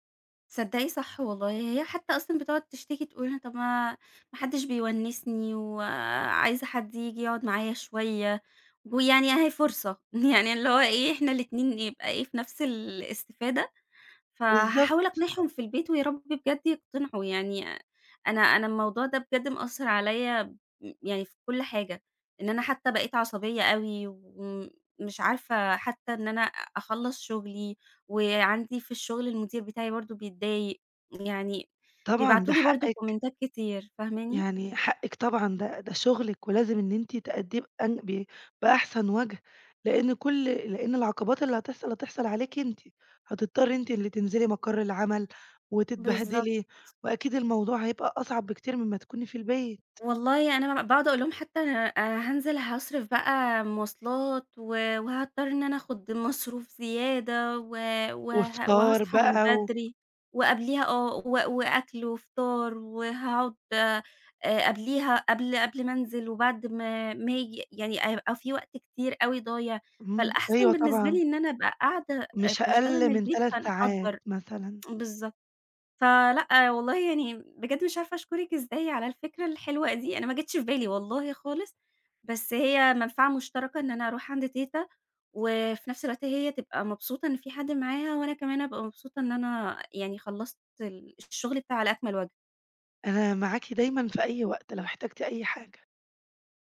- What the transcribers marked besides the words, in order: laughing while speaking: "يعني اللي هو إيه"; tapping; in English: "كومنتات"
- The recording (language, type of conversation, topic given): Arabic, advice, إزاي المقاطعات الكتير في الشغل بتأثر على تركيزي وبتضيع وقتي؟